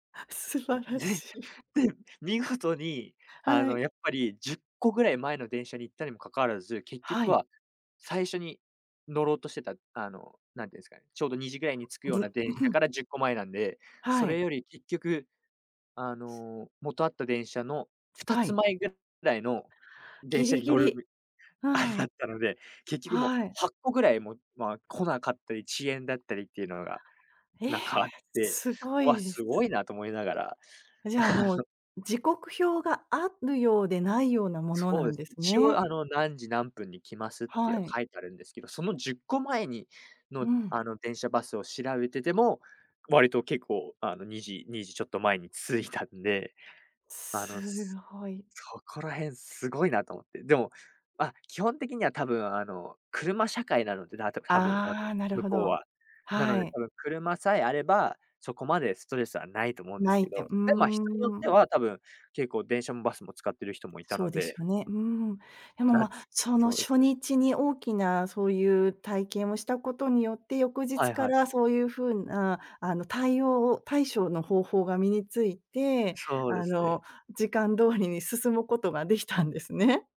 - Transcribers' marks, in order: laughing while speaking: "んで、で"; other noise
- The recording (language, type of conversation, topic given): Japanese, podcast, 一番忘れられない旅の出来事は何ですか？